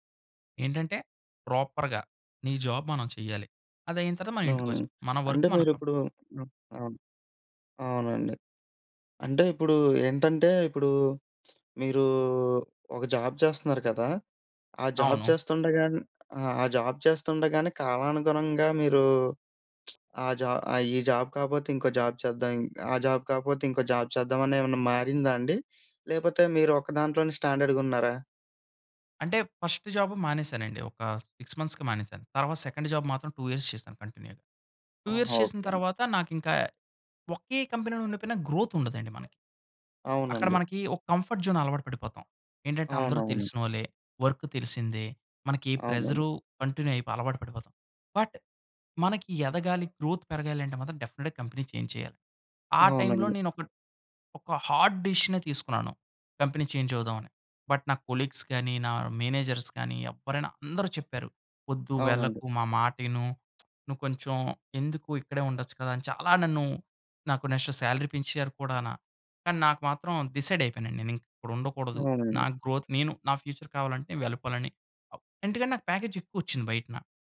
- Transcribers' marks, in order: in English: "ప్రాపర్‌గా"; in English: "జాబ్"; in English: "వర్క్"; other noise; lip smack; in English: "జాబ్"; in English: "జాబ్"; in English: "జాబ్"; lip smack; in English: "జాబ్"; in English: "జాబ్"; in English: "జాబ్"; in English: "జాబ్"; sniff; in English: "సిక్స్ మంత్స్‌కి"; in English: "సెకండ్ జాబ్"; in English: "టూ ఇయర్స్"; in English: "కంటిన్యూగా. టూ ఇయర్స్"; in English: "కంపెనీలో"; in English: "గ్రోత్"; in English: "కంఫర్ట్ జోన్"; in English: "వర్క్"; in English: "కంటిన్యూ"; in English: "బట్"; in English: "గ్రోత్"; in English: "డెఫినిట్‌గా కంపెనీ చేంజ్"; in English: "హార్డ్"; in English: "కంపెనీ చేంజ్"; in English: "బట్"; in English: "కొలీగ్స్"; in English: "మేనేజర్స్"; lip smack; in English: "నెక్స్ట్ సాలరీ"; in English: "డిసైడ్"; in English: "గ్రోత్"; in English: "ఫ్యూచర్"; "ఎందుకంటే" said as "ఎంటుకంటే"; in English: "ప్యాకేజ్"
- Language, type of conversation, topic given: Telugu, podcast, మీ పని మీ జీవితానికి ఎలాంటి అర్థం ఇస్తోంది?